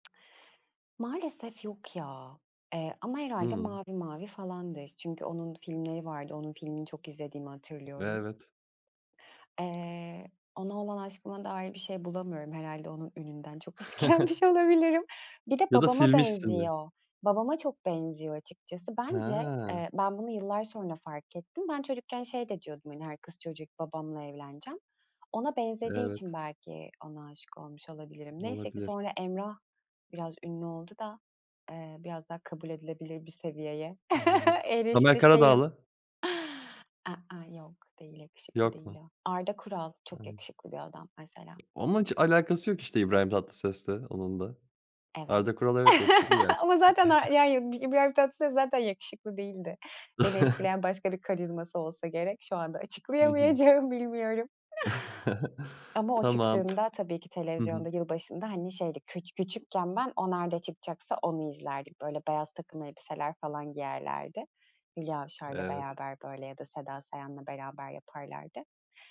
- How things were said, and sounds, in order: tapping; other background noise; chuckle; laughing while speaking: "etkilenmiş olabilirim"; chuckle; chuckle; chuckle; chuckle
- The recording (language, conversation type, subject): Turkish, podcast, Eski yılbaşı programlarından aklında kalan bir sahne var mı?